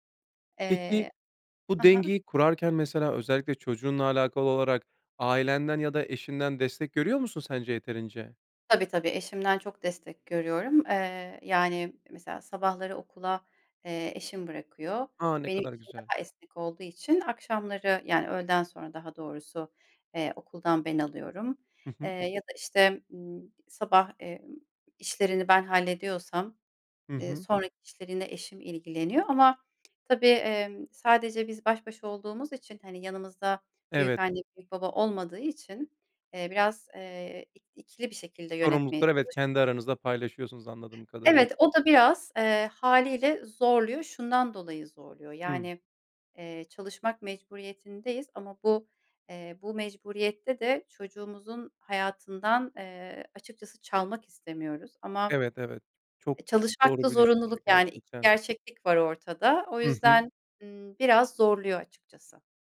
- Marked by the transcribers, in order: unintelligible speech; other background noise
- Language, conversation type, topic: Turkish, podcast, İş ve özel hayat dengesini nasıl kuruyorsun?